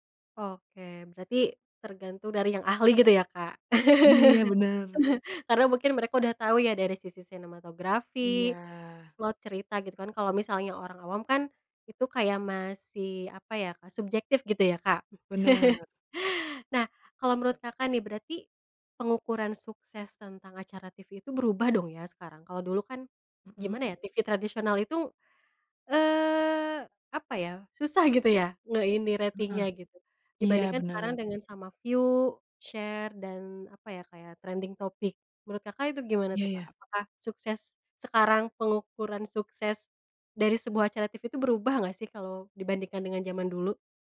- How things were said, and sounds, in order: chuckle; chuckle; in English: "view, share"; in English: "trending topic"
- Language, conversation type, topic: Indonesian, podcast, Bagaimana media sosial memengaruhi popularitas acara televisi?